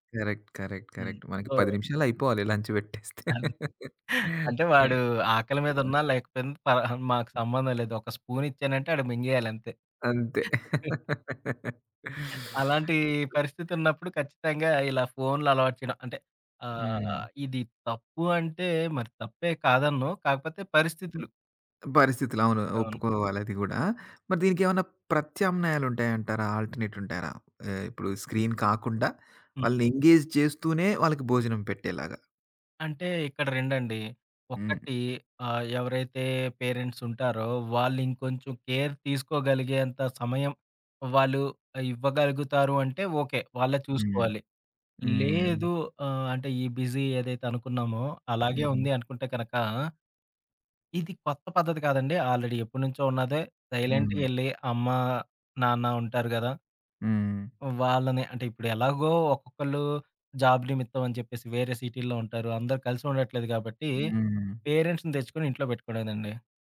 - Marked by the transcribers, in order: in English: "కరెక్ట్, కరెక్ట్, కరెక్ట్"; in English: "సో"; chuckle; in English: "లంచ్"; laugh; other background noise; in English: "స్పూన్"; chuckle; laugh; in English: "ఆల్టర్నేట్"; in English: "స్క్రీన్"; in English: "ఎంగేజ్"; in English: "కేర్"; in English: "బిజీ"; in English: "ఆల్రెడీ"; in English: "సైలెంట్‌గా"; in English: "జాబ్"; in English: "పేరెంట్స్‌ని"
- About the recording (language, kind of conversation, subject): Telugu, podcast, పార్కులో పిల్లలతో ఆడేందుకు సరిపోయే మైండ్‌ఫుల్ ఆటలు ఏవి?